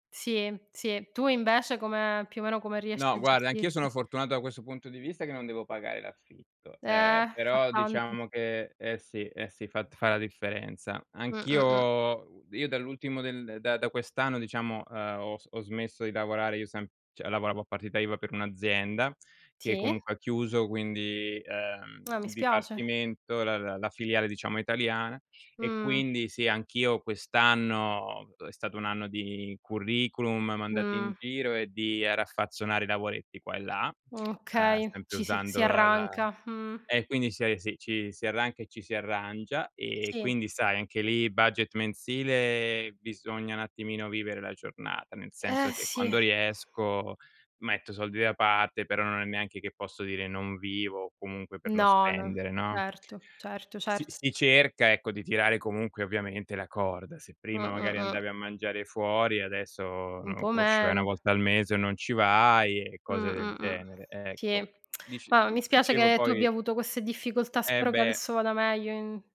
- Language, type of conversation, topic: Italian, unstructured, Come gestisci il tuo budget mensile?
- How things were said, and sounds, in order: "cioè" said as "ceh"; lip smack; tapping; other background noise; tongue click